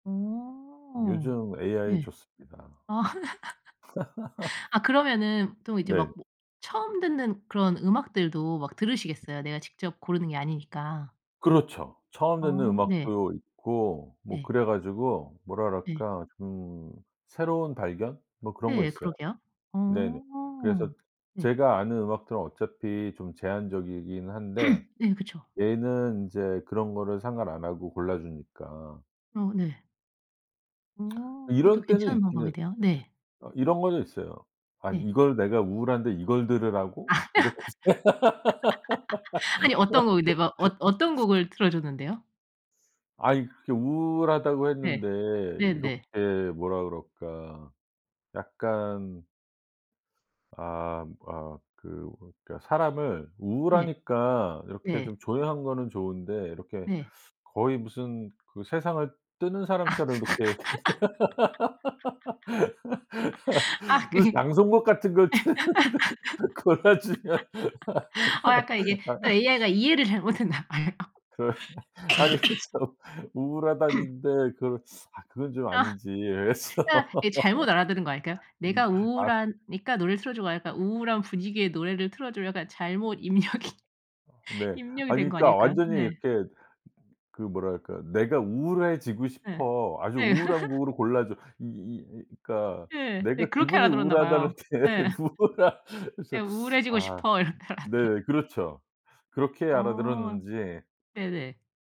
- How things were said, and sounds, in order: laugh; laugh; other background noise; tapping; throat clearing; laugh; laugh; laughing while speaking: "아"; laugh; laugh; laughing while speaking: "무슨 장송곡 같은 걸 틀어 주는 골라 주면"; laugh; laughing while speaking: "못 했나 봐요"; laugh; laughing while speaking: "아니 좀"; cough; "우울하다는데" said as "우울하다닌데"; throat clearing; teeth sucking; laughing while speaking: "아"; laughing while speaking: "이랬어요"; laugh; laughing while speaking: "입력이"; laugh; laugh; laughing while speaking: "우울하다는데 우울한"; laughing while speaking: "이렇게 알아들었"; teeth sucking
- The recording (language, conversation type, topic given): Korean, podcast, 가족의 음악 취향이 당신의 음악 취향에 영향을 주었나요?